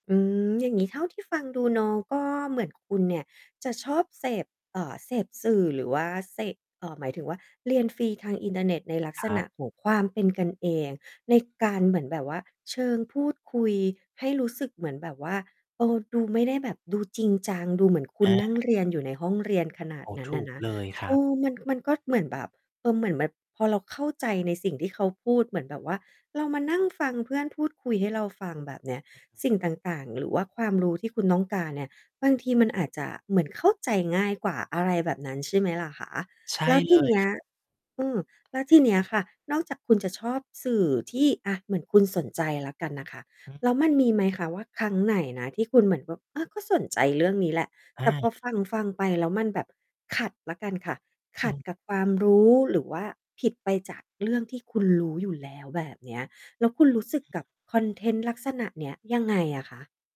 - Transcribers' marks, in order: mechanical hum; distorted speech; tapping; other background noise
- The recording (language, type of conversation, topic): Thai, podcast, คุณคิดอย่างไรกับการเรียนฟรีบนอินเทอร์เน็ตในปัจจุบัน?